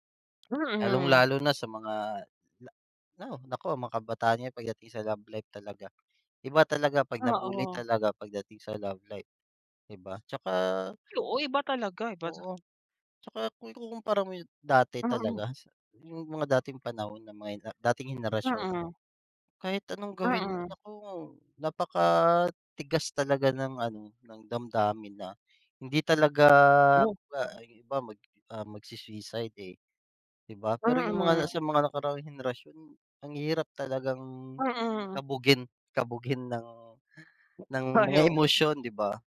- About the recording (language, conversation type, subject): Filipino, unstructured, Ano ang masasabi mo tungkol sa problema ng pambu-bully sa mga paaralan?
- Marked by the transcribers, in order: unintelligible speech; other background noise; unintelligible speech